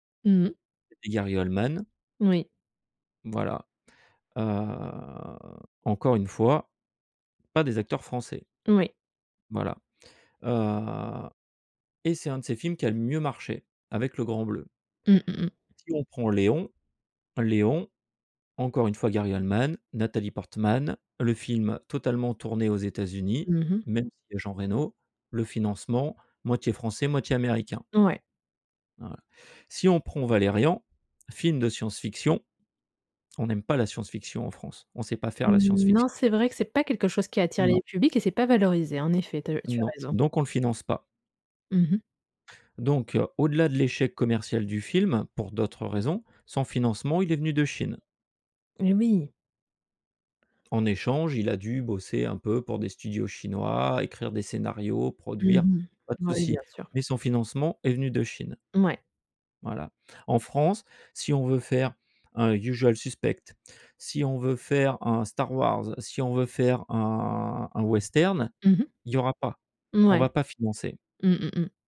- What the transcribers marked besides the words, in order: drawn out: "heu"; tapping; other background noise
- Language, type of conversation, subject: French, podcast, Comment le streaming a-t-il transformé le cinéma et la télévision ?